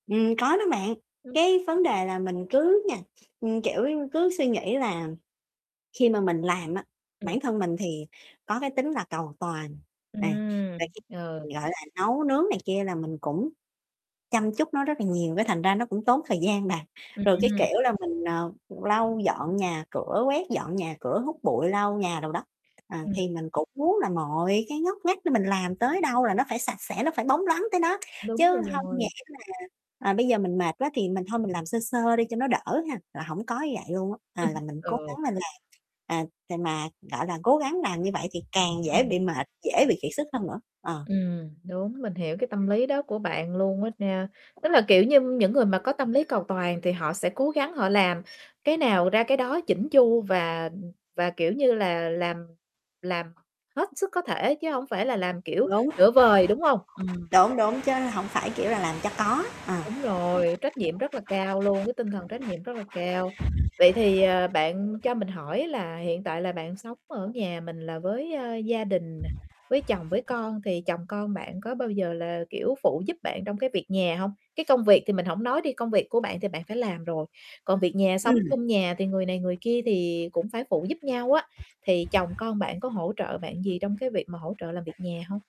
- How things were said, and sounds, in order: distorted speech; other background noise; tapping; static; chuckle; unintelligible speech
- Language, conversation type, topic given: Vietnamese, advice, Làm sao tôi có thể cân bằng giữa nghỉ ngơi và trách nhiệm vào cuối tuần một cách hiệu quả?